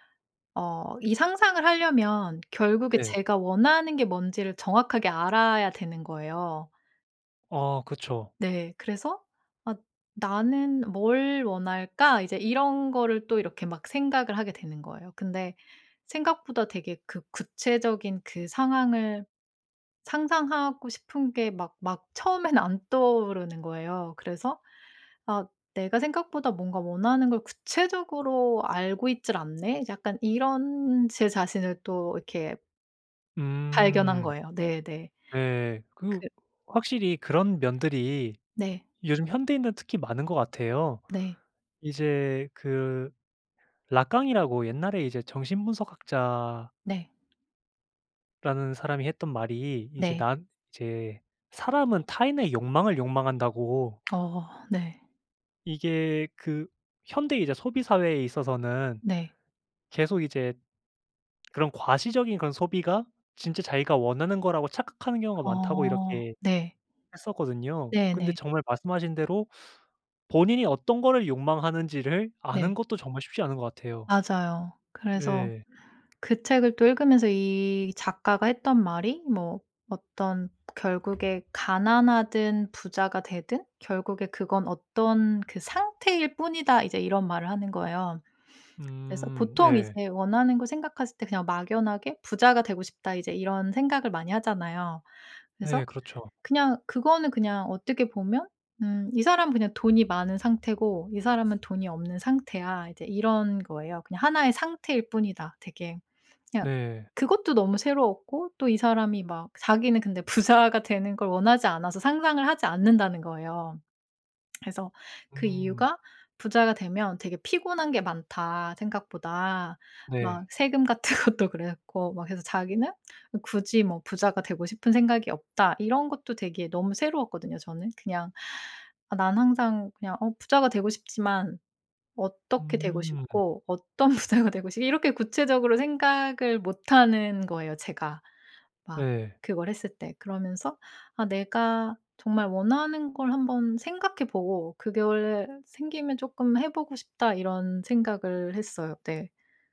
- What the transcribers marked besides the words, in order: other background noise; tapping; laughing while speaking: "부자가"; lip smack; laughing while speaking: "같은"; laughing while speaking: "부자가"
- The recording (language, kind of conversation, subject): Korean, podcast, 삶을 바꿔 놓은 책이나 영화가 있나요?